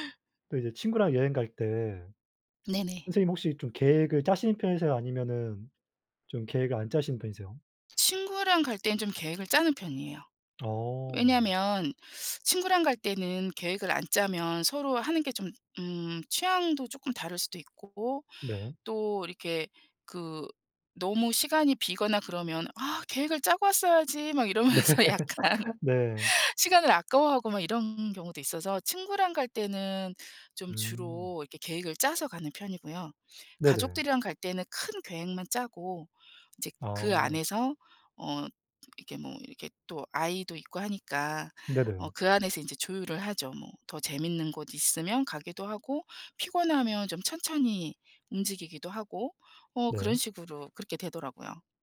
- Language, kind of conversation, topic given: Korean, unstructured, 친구와 여행을 갈 때 의견 충돌이 생기면 어떻게 해결하시나요?
- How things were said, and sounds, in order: laughing while speaking: "이러면서 약간"; laughing while speaking: "네"; laugh; other background noise